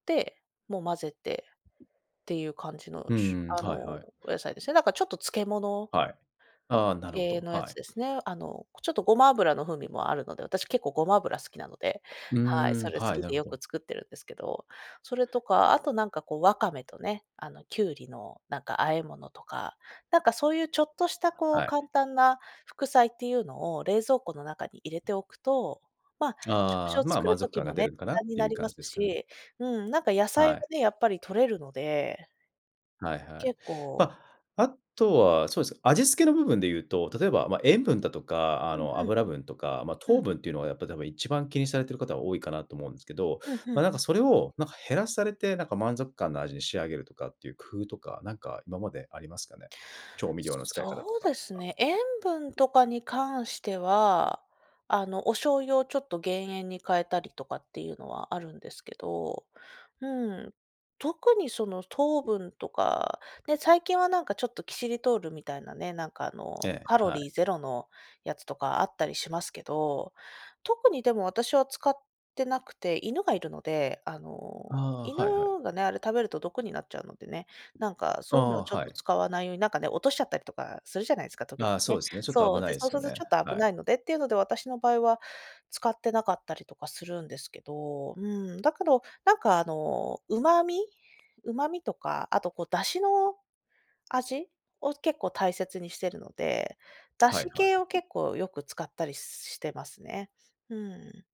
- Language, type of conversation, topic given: Japanese, podcast, 料理を手軽にヘルシーにするには、どんな工夫をしていますか？
- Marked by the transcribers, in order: other noise; tapping